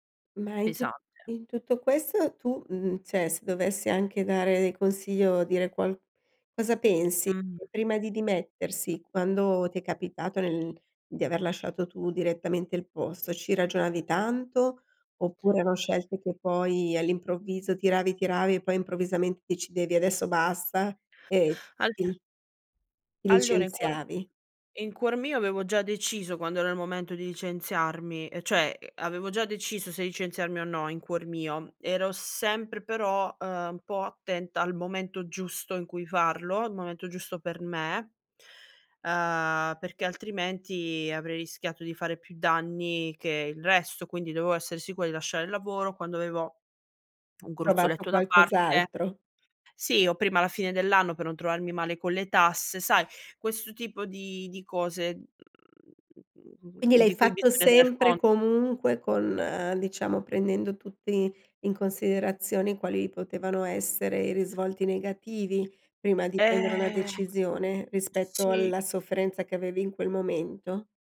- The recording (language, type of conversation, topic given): Italian, podcast, Quali segnali indicano che è ora di cambiare lavoro?
- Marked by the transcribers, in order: "cioè" said as "ceh"; other background noise; "dovevo" said as "doveo"